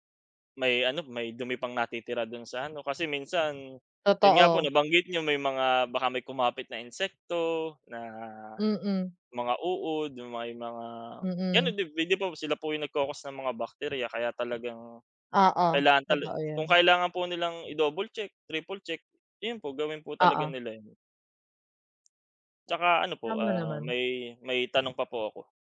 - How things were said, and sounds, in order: unintelligible speech
- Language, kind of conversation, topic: Filipino, unstructured, Ano ang palagay mo sa mga taong hindi pinapahalagahan ang kalinisan ng pagkain?